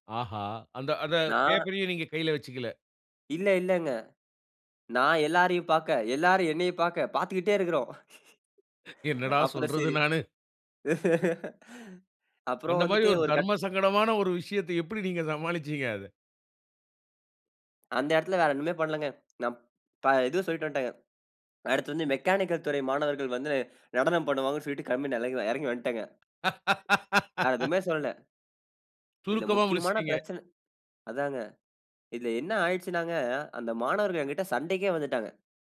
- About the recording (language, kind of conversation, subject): Tamil, podcast, பெரிய சவாலை எப்படி சமாளித்தீர்கள்?
- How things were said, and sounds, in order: laughing while speaking: "என்னடா சொல்றது, நானு?"; laugh; laughing while speaking: "அந்த மாதிரி ஒரு தர்ம சங்கடமான ஒரு விஷயத்த எப்டி நீங்க சமாளிச்சீங்க, அத?"; other background noise; in English: "கட்"; tapping; in English: "மெக்கானிக்கல்"; inhale; "கிளம்பி" said as "கம்பி"; "நடந்து" said as "நலங்கு"; other noise; laugh